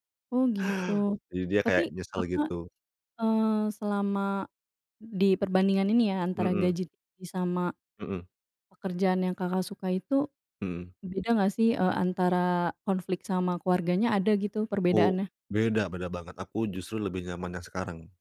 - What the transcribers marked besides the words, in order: none
- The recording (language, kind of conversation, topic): Indonesian, podcast, Bagaimana kamu memutuskan antara gaji tinggi dan pekerjaan yang kamu sukai?